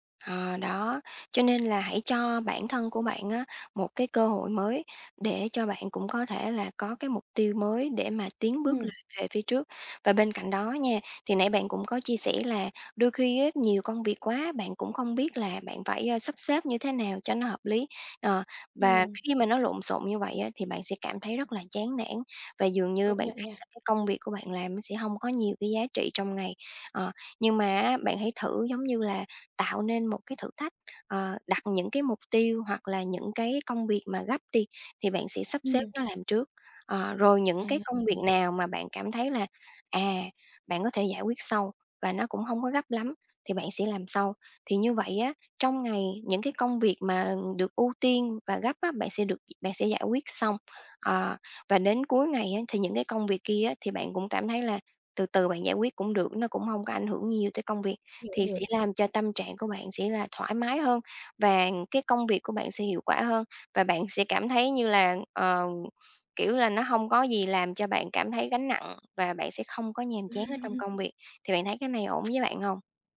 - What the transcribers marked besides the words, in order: unintelligible speech; other background noise; tapping; unintelligible speech; chuckle
- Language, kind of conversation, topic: Vietnamese, advice, Làm sao tôi có thể tìm thấy giá trị trong công việc nhàm chán hằng ngày?